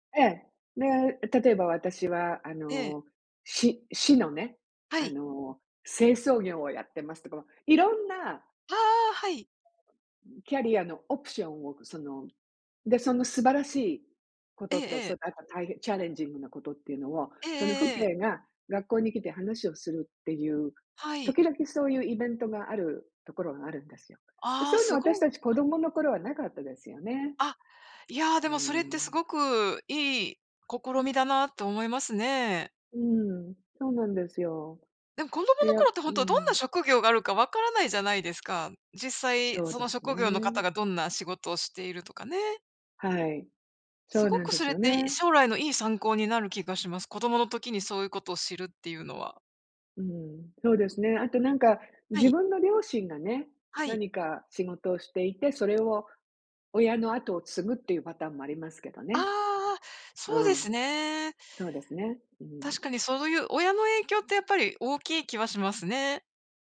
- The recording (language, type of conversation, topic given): Japanese, unstructured, 子どもの頃に抱いていた夢は何で、今はどうなっていますか？
- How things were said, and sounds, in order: other background noise; in English: "チャレンジング"